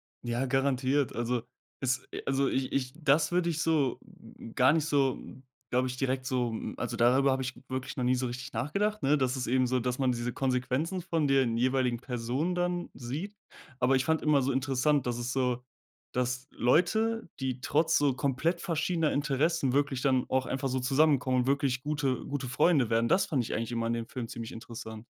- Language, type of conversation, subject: German, podcast, Wie haben dich Filme persönlich am meisten verändert?
- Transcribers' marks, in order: stressed: "das"